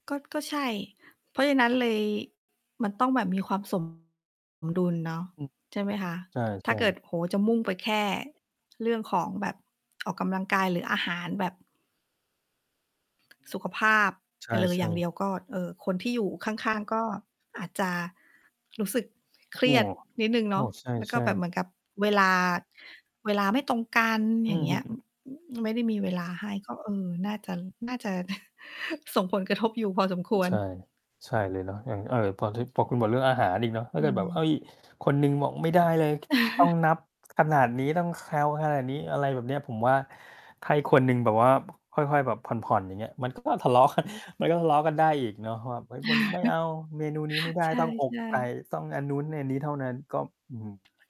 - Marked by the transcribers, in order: distorted speech; other background noise; other noise; chuckle; chuckle; laughing while speaking: "กัน"; chuckle
- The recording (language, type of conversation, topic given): Thai, unstructured, คุณคิดว่าสังคมให้ความสำคัญกับการออกกำลังกายมากเกินไปไหม?